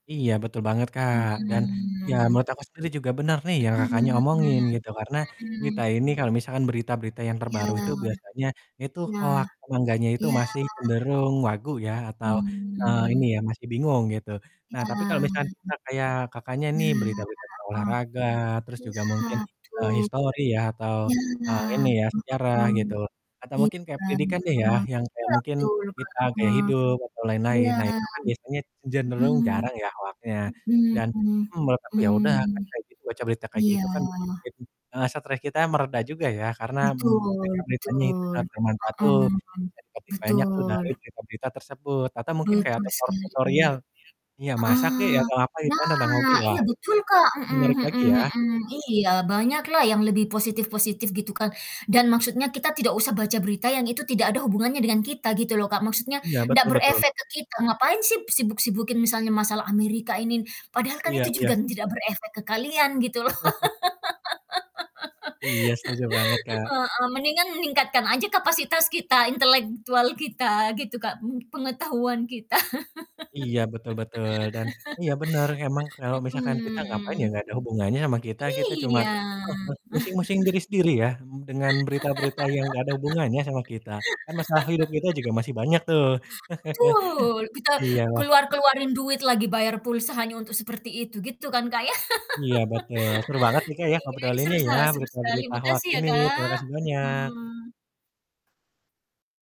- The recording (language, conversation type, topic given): Indonesian, unstructured, Bagaimana pandanganmu tentang berita hoaks yang akhir-akhir ini beredar luas?
- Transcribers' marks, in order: drawn out: "Mmm"; distorted speech; drawn out: "Mmm"; drawn out: "Mhm"; "cenderung" said as "jenderung"; background speech; chuckle; "ini" said as "inin"; "juga" said as "jugan"; laughing while speaking: "loh"; laugh; laugh; drawn out: "Hmm"; chuckle; "pusing-pusing" said as "musing-musing"; laugh; chuckle; laugh